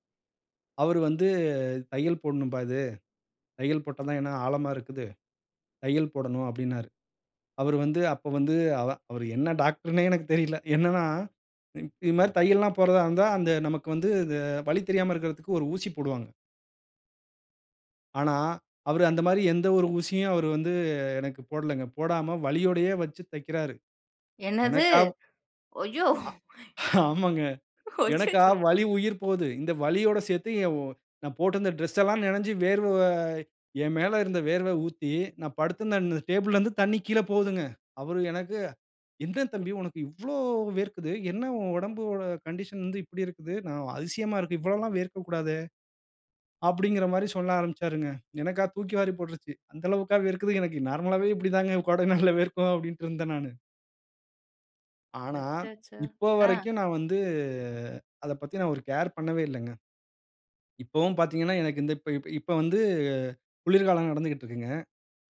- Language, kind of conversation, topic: Tamil, podcast, உங்கள் உடலுக்கு போதுமான அளவு நீர் கிடைக்கிறதா என்பதைக் எப்படி கவனிக்கிறீர்கள்?
- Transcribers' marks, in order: other background noise; horn; laughing while speaking: "எனக்குத் தெரியல. என்னன்னா"; drawn out: "வந்து"; laughing while speaking: "ஐயோ! அச்சச்சோ!"; laughing while speaking: "ஆமாங்க. எனக்கா வலி உயிர் போது"; drawn out: "வேர்வை"; surprised: "எந்த தம்பி, உனக்கு இவ்வளோ வேர்க்குது? … இருக்கு. இவ்வளோல்லாம் வேர்க்கக்கூடாதே!"; drawn out: "இவ்வளோ"; in English: "கண்டிஷன்"; in English: "நார்மலாவே"; laughing while speaking: "இப்படி தாங்க கோடை நாள்ல வேர்க்கும் அப்படின்டு இருந்தேன் நானு"; drawn out: "வந்து"; in English: "கேர்"